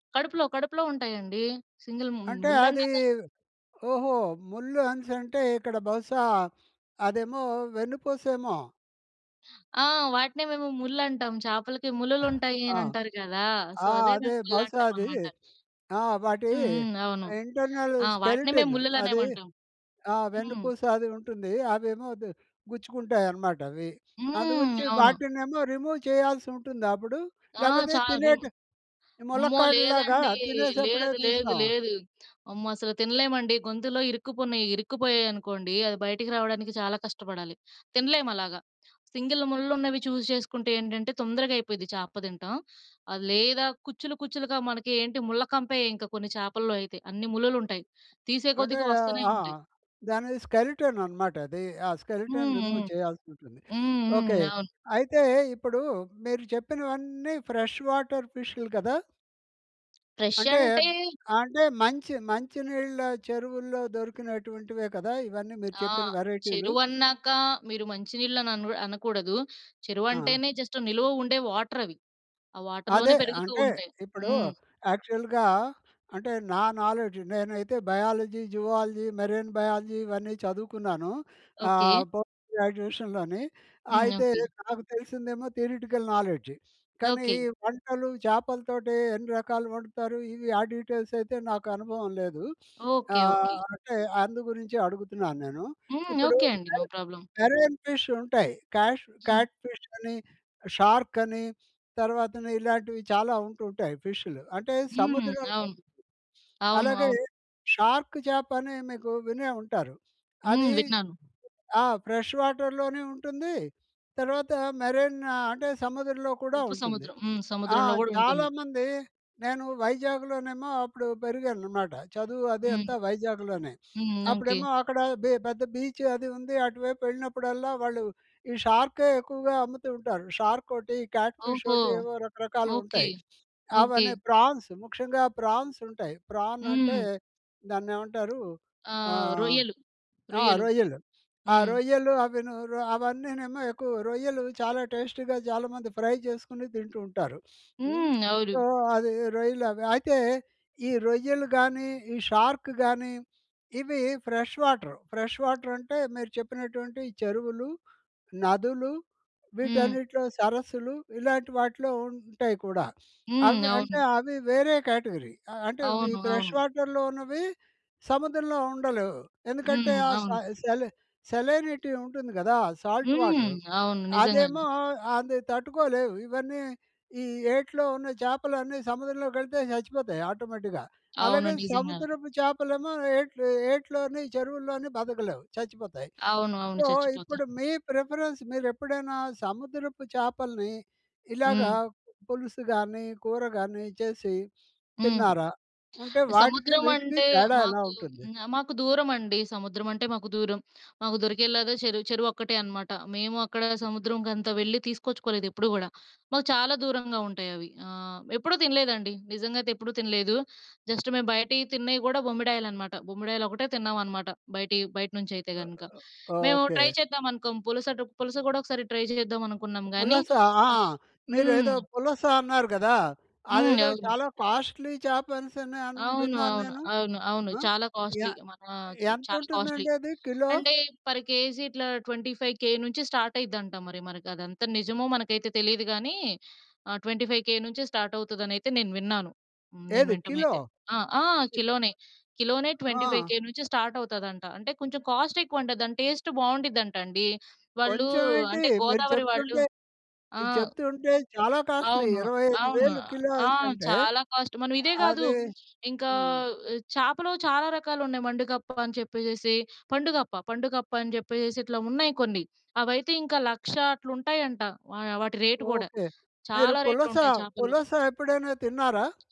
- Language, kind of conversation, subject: Telugu, podcast, అమ్మ వంటల వాసన ఇంటి అంతటా ఎలా పరిమళిస్తుంది?
- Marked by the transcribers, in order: in English: "సింగిల్"; other background noise; in English: "సో"; in English: "ఇంటర్నల్ స్కెలిటన్"; in English: "రిమూవ్"; in English: "సింగిల్"; in English: "చూస్"; in English: "స్కెలిటన్"; in English: "స్కెలిటన్ రిమూవ్"; sniff; in English: "ఫ్రెష్ వాటర్"; in English: "ఫ్రెష్"; in English: "జస్ట్"; in English: "వాటర్"; in English: "వాటర్‌లోనే"; in English: "యాక్చువల్‌గా"; in English: "నాలెడ్జ్"; in English: "బయాలజీ, జువాలజీ, మెరైన్ బయాలజీ"; in English: "పోస్ట్ గ్రాడ్యుయేషన్‌లోని"; in English: "థియరెటికల్"; in English: "డీటెయిల్స్"; giggle; in English: "నో ప్రాబ్లమ్"; in English: "మెరైన్ ఫిష్"; in English: "క్యాష్ క్యాట్ ఫిష్"; in English: "షార్క్"; in English: "షార్క్"; in English: "ఫ్రెష్ వాటర్‍లోనీ"; in English: "మెరైన్"; in English: "షార్క్"; in English: "క్యాట్ ఫిష్"; sniff; in English: "ప్రాన్స్"; in English: "ప్రాన్స్"; in English: "ప్రాన్"; in English: "టేస్టీగా"; in English: "ఫ్రై"; sniff; in English: "సో"; in English: "షార్క్"; in English: "ఫ్రెష్ వాటర్. ఫ్రెష్ వాటర్"; sniff; in English: "కేటగరీ"; in English: "ఫ్రెష్ వాటర్‌లో"; in English: "సెలి సెలైనిటీ"; in English: "సాల్ట్ వాటర్"; in English: "ఆటోమేటిక్‌గా"; sniff; in English: "సో"; in English: "ప్రిఫరెన్స్"; in English: "జస్ట్"; in English: "ట్రై"; in English: "ట్రై"; in English: "కాస్ట్‌లీ"; in English: "కాస్ట్‌లీ"; in English: "కాస్ట్‌లీ"; in English: "పర్ కేజీ"; in English: "ట్వెంటీ ఫైవ్‌కే"; in English: "స్టార్ట్"; in English: "ట్వెంటీ ఫైవ్‌కే"; in English: "స్టార్ట్"; other noise; in English: "ట్వెంటీ ఫైవ్‌కే"; in English: "స్టార్ట్"; in English: "కాస్ట్"; in English: "టేస్ట్"; in English: "కాస్ట్‌లీ"; in English: "కాస్ట్"; in English: "రేట్"